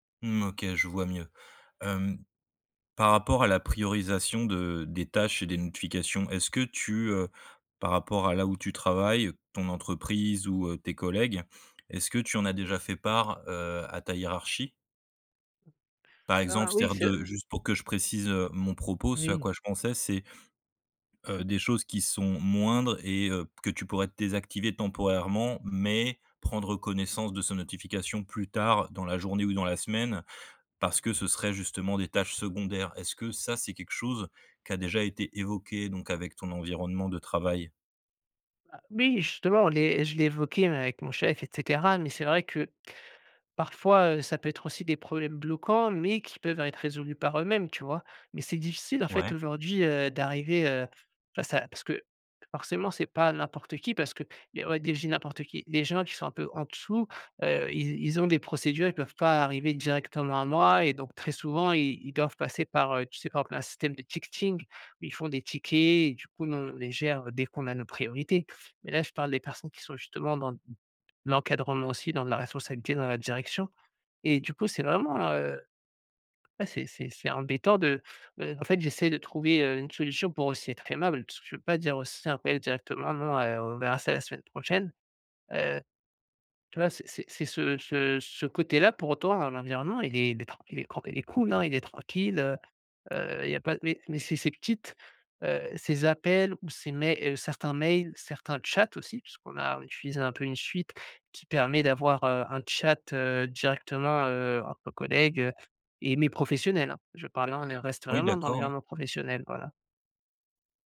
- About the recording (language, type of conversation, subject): French, advice, Comment rester concentré quand mon téléphone et ses notifications prennent le dessus ?
- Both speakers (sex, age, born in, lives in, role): male, 35-39, France, France, advisor; male, 35-39, France, France, user
- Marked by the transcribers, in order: tapping; other background noise; in English: "ticketing"